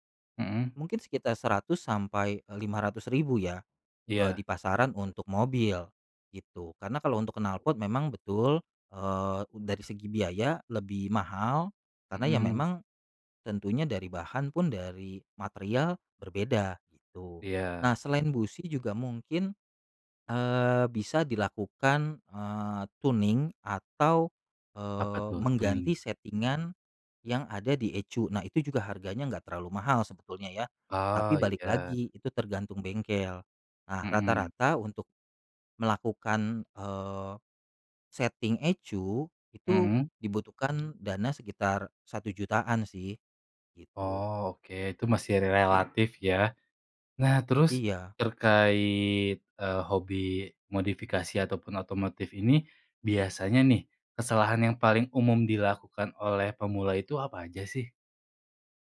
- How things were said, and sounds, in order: unintelligible speech; in English: "tuning"; in English: "tuning?"; in English: "setting-an"; in English: "setting"; other background noise
- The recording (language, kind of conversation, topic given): Indonesian, podcast, Tips untuk pemula yang ingin mencoba hobi ini